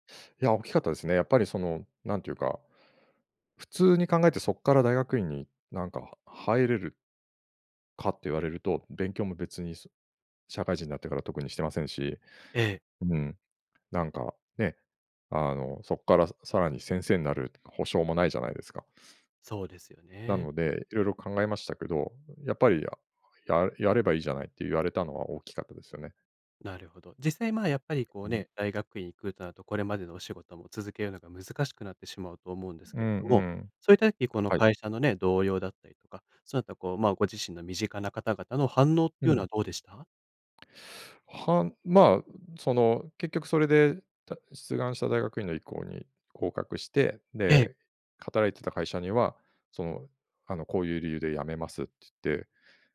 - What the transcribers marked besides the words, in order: sniff
- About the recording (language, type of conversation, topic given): Japanese, podcast, キャリアの中で、転機となったアドバイスは何でしたか？